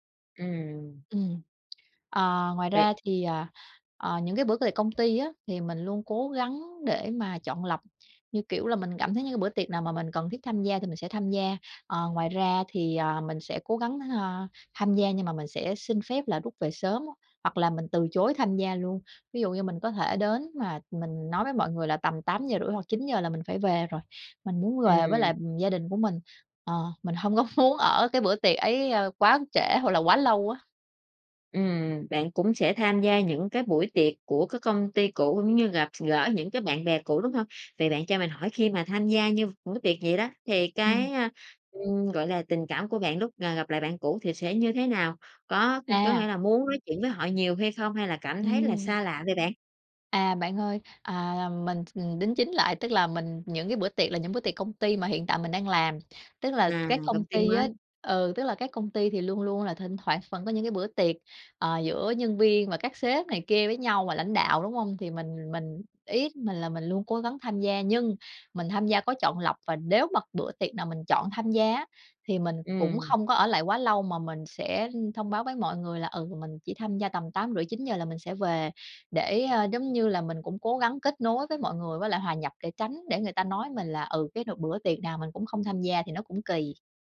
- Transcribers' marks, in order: tapping; laughing while speaking: "có muốn"; other noise
- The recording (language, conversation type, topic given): Vietnamese, podcast, Bạn cân bằng giữa gia đình và công việc ra sao khi phải đưa ra lựa chọn?